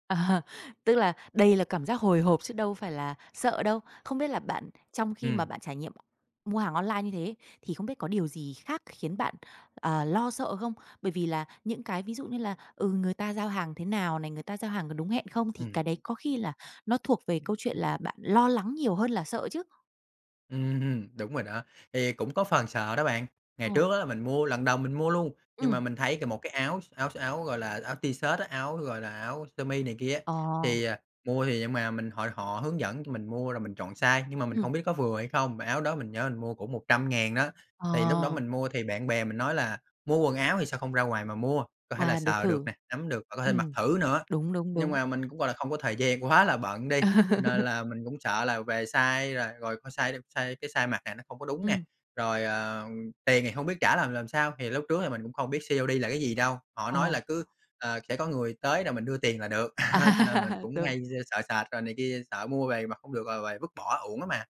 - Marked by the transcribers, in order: laughing while speaking: "À"; tapping; in English: "t-shirt"; in English: "size"; laugh; in English: "size"; in English: "C-O-D"; laugh; laughing while speaking: "À"
- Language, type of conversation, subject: Vietnamese, podcast, Bạn có thể chia sẻ trải nghiệm mua sắm trực tuyến của mình không?